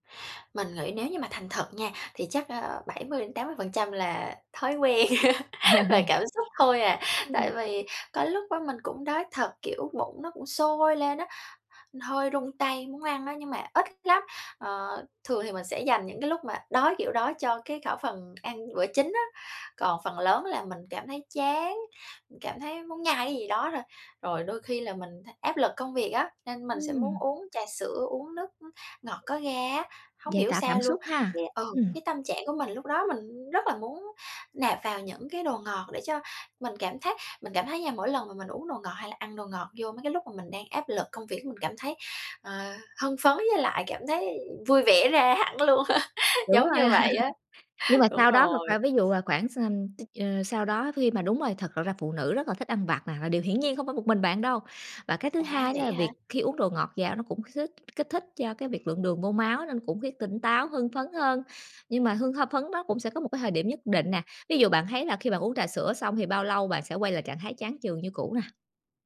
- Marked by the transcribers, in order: tapping; laughing while speaking: "Ờ"; laugh; other background noise; laughing while speaking: "luôn á"; laugh
- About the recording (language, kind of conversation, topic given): Vietnamese, advice, Làm sao để tránh cám dỗ ăn vặt giữa ngày?